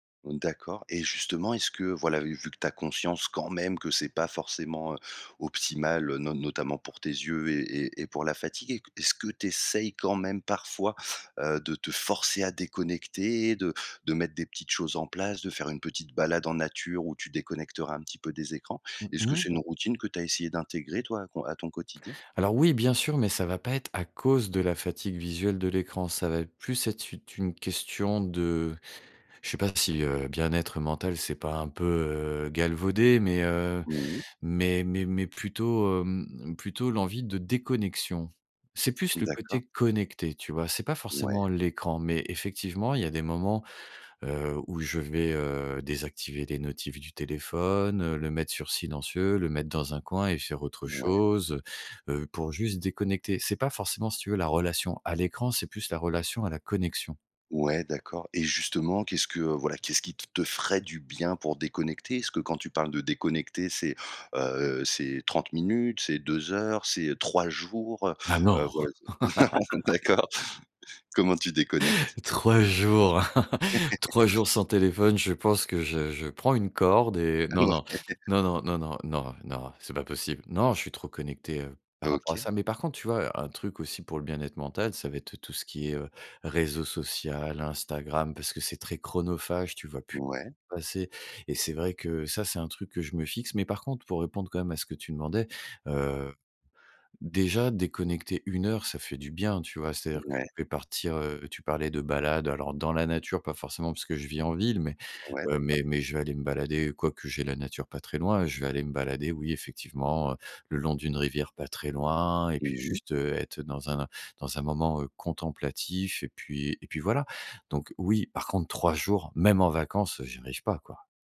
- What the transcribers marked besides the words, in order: stressed: "quand même"; other background noise; stressed: "déconnexion"; stressed: "connecté"; "notifications" said as "notifs"; laugh; chuckle; chuckle; laugh; laughing while speaking: "Ouais"
- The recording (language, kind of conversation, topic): French, podcast, Comment gères-tu concrètement ton temps d’écran ?